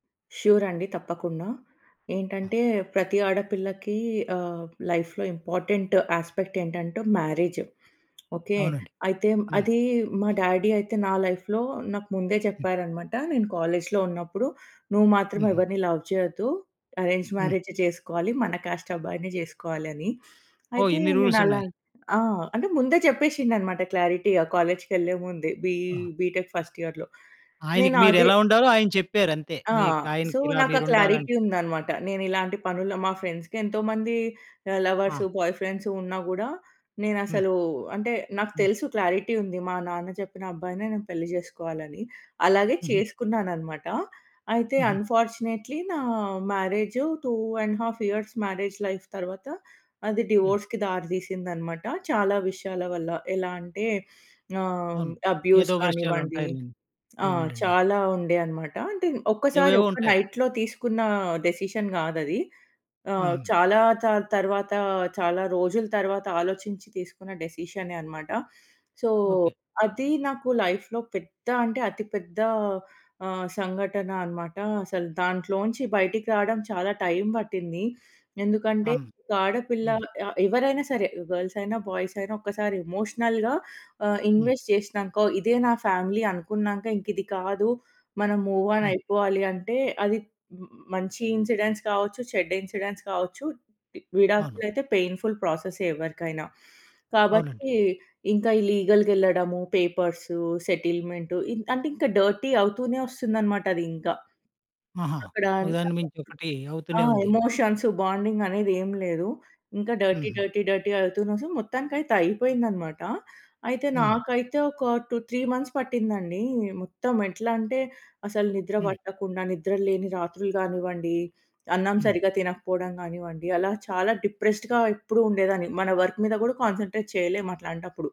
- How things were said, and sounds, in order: in English: "లైఫ్‌లో ఇంపార్టెంట్ యాస్పెక్ట్"; in English: "మ్యారేజ్"; tapping; in English: "డ్యాడీ"; in English: "లైఫ్‌లో"; in English: "కాలేజ్‌లో"; in English: "లవ్"; in English: "అరేంజ్డ్"; in English: "కాస్ట్"; in English: "క్లారిటీగా"; in English: "బీ బీటెక్ ఫర్స్ట్ ఇయర్‌లో"; in English: "సో"; in English: "క్లారిటీ"; in English: "ఫ్రెండ్స్‌కి"; in English: "బాయ్"; in English: "క్లారిటీ"; in English: "అన్ఫార్చునేట్‌లీ"; in English: "మ్యారేజ్ టూ అండ్ హాఫ్ ఇయర్స్ మ్యారేజ్ లైఫ్"; in English: "డివోర్స్‌కి"; in English: "అబ్యూస్"; in English: "నైట్‌లో"; in English: "డెసిషన్"; in English: "సో"; in English: "లైఫ్‌లో"; other background noise; in English: "గర్ల్స్"; in English: "బాయ్స్"; in English: "ఎమోషనల్‌గా"; in English: "ఇన్వెస్ట్"; in English: "ఫ్యామిలీ"; in English: "మూవ్ ఆన్"; in English: "ఇన్సిడెంట్స్"; in English: "ఇన్సిడెంట్స్"; in English: "పెయిన్ఫుల్"; in English: "సెటిల్మెంట్"; in English: "డర్టీ"; unintelligible speech; in English: "ఎమోషన్స్"; in English: "డర్టీ, డర్టీ, డర్టీ"; in English: "సొ"; in English: "టూ త్రీ మంత్స్"; in English: "డిప్రెస్డ్‌గా"; in English: "వర్క్"; in English: "కాన్సంట్రేట్"
- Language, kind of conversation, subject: Telugu, podcast, మీ కోలుకునే ప్రయాణంలోని అనుభవాన్ని ఇతరులకు కూడా ఉపయోగపడేలా వివరించగలరా?